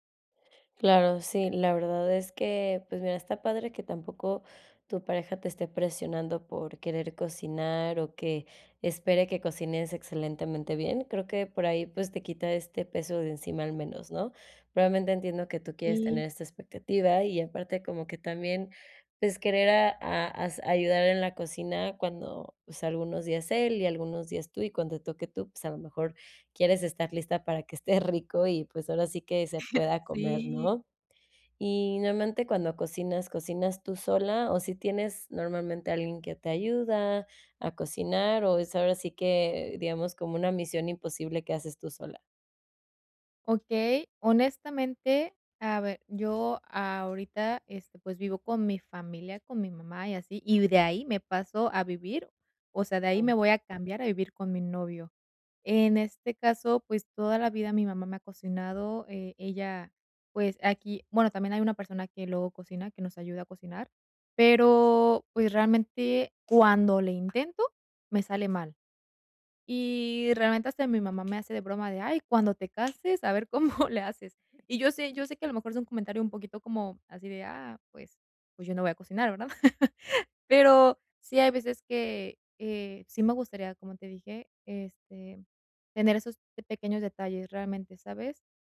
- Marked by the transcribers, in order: chuckle; other noise; tapping; laughing while speaking: "cómo"; laugh
- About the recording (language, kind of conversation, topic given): Spanish, advice, ¿Cómo puedo tener menos miedo a equivocarme al cocinar?
- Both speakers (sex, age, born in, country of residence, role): female, 25-29, Mexico, Mexico, user; female, 30-34, United States, United States, advisor